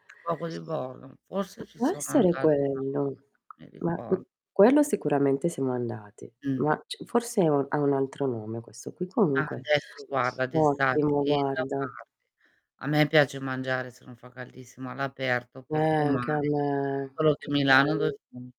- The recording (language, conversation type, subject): Italian, unstructured, Come hai scoperto il tuo ristorante preferito?
- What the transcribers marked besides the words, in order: static; distorted speech; tapping; unintelligible speech